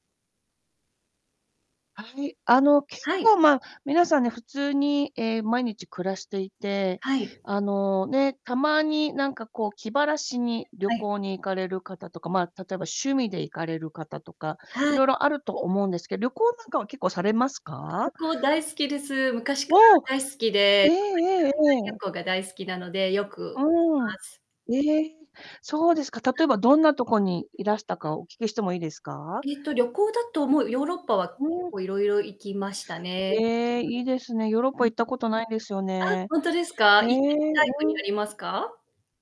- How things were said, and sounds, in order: distorted speech; unintelligible speech
- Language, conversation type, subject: Japanese, unstructured, 旅行で幸せを感じた瞬間を教えてください。